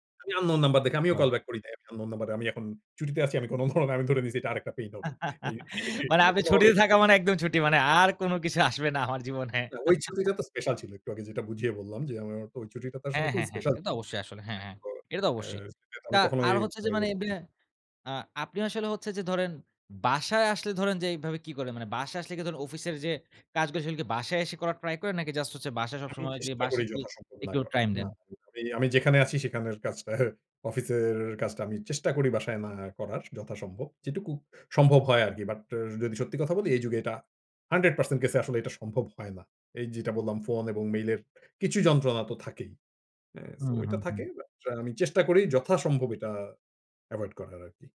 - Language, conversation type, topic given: Bengali, podcast, কাজ থেকে সত্যিই ‘অফ’ হতে তোমার কি কোনো নির্দিষ্ট রীতি আছে?
- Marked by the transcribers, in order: laughing while speaking: "কোনো ফোন"; chuckle; unintelligible speech; other background noise; laughing while speaking: "কিছু আসবে না আমার জীবনে"; chuckle; "টাইম" said as "ট্রাইম"; unintelligible speech; laughing while speaking: "কাজটার"; in English: "but"; in English: "but"